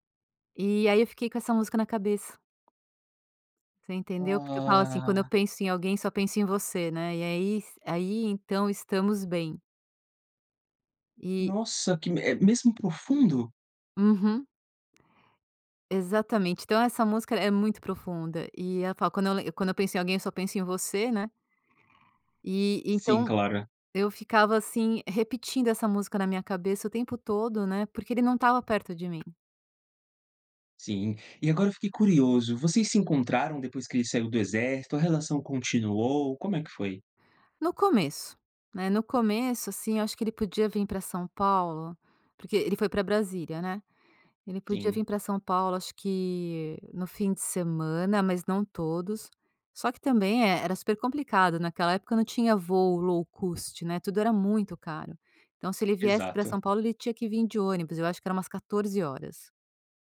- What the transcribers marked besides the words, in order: tapping; in English: "low cost"
- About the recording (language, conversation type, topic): Portuguese, podcast, Tem alguma música que te lembra o seu primeiro amor?